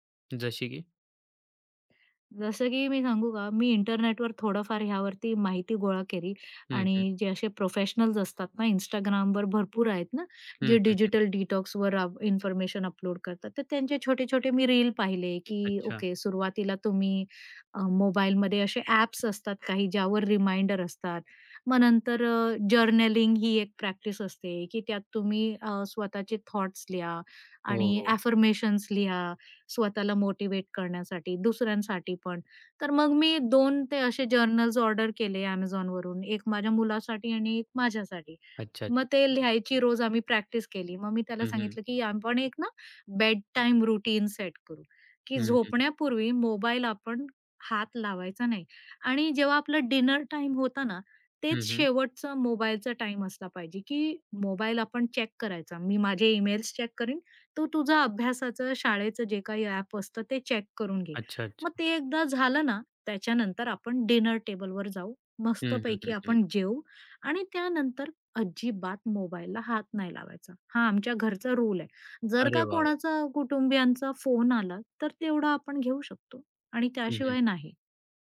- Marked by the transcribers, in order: tapping; other background noise; in English: "डिजिटल डिटॉक्सवर"; in English: "रिमाइंडर"; in English: "जर्नलिंग"; in English: "थॉट्स"; in English: "ॲफर्मेशन्स"; in English: "रूटीन"; in English: "डिनर"; in English: "चेक"; in English: "चेक"; in English: "चेक"; in English: "डिनर"
- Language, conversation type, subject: Marathi, podcast, डिजिटल डिटॉक्स कसा सुरू करावा?